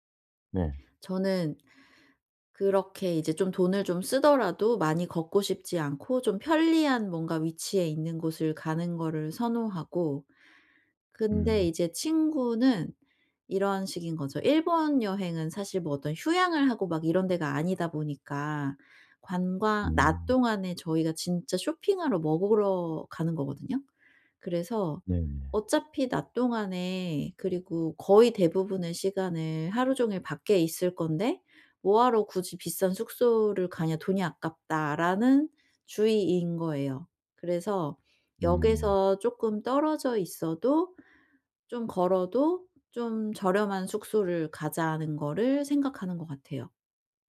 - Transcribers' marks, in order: none
- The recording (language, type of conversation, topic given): Korean, advice, 여행 예산을 정하고 예상 비용을 지키는 방법